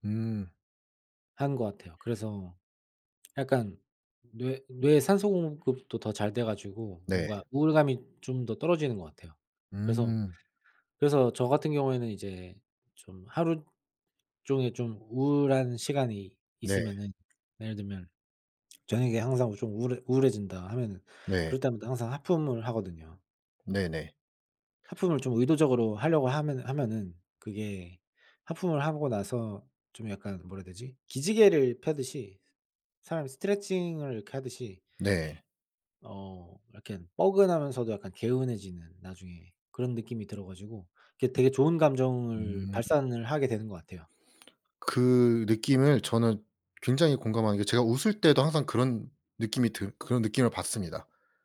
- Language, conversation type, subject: Korean, unstructured, 좋은 감정을 키우기 위해 매일 실천하는 작은 습관이 있으신가요?
- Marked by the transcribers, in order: tapping; other background noise; sniff